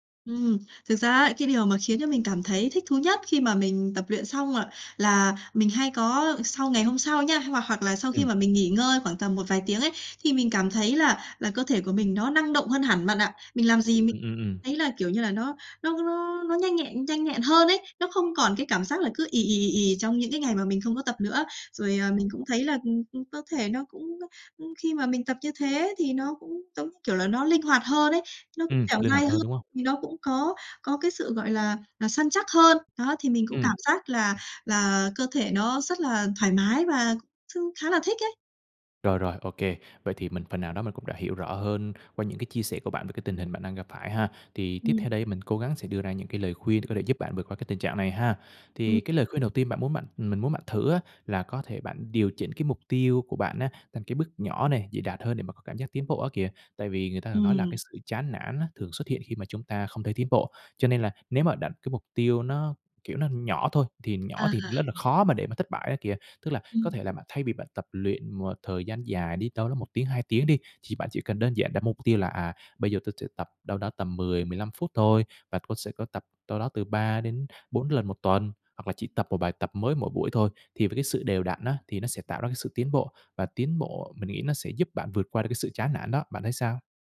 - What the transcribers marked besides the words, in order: tapping; unintelligible speech; other background noise
- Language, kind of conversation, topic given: Vietnamese, advice, Làm sao để lấy lại động lực tập luyện và không bỏ buổi vì chán?